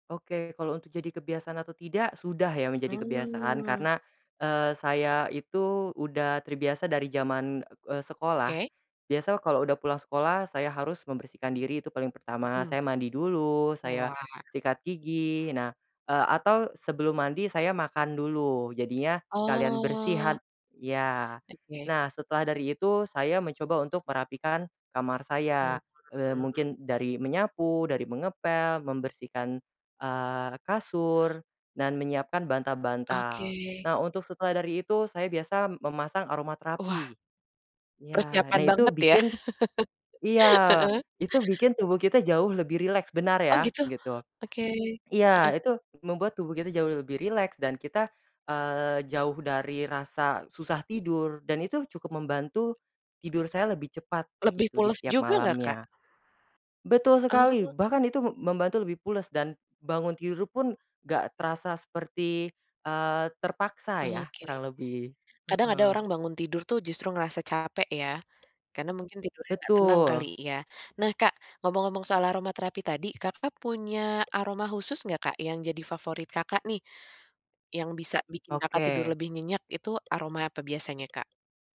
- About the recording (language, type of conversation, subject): Indonesian, podcast, Bisa ceritakan rutinitas tidur seperti apa yang membuat kamu bangun terasa segar?
- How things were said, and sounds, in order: unintelligible speech; chuckle; other background noise